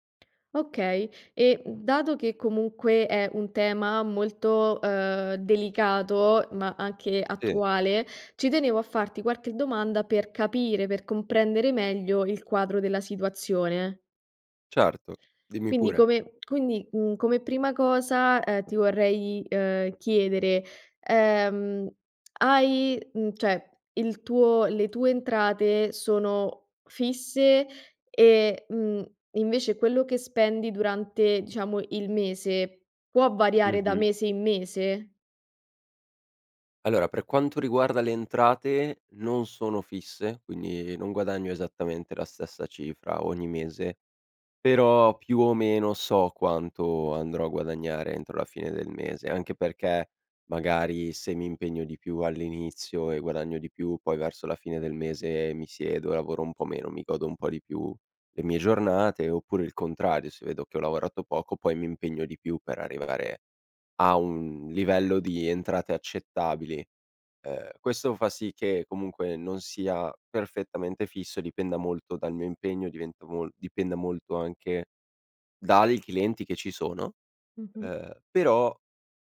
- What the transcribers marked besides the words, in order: tapping; other background noise
- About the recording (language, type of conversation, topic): Italian, advice, Come posso rispettare un budget mensile senza sforarlo?